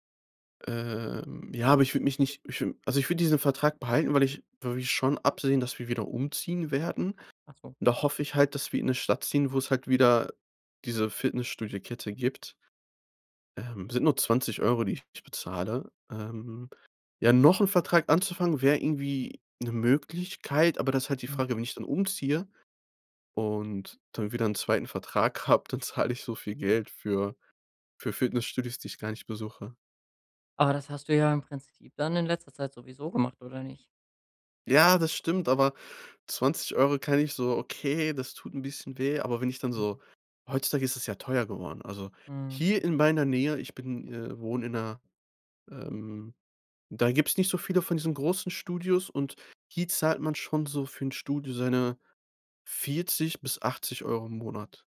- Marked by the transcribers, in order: drawn out: "Ähm"
- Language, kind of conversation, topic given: German, advice, Wie kann ich es schaffen, beim Sport routinemäßig dranzubleiben?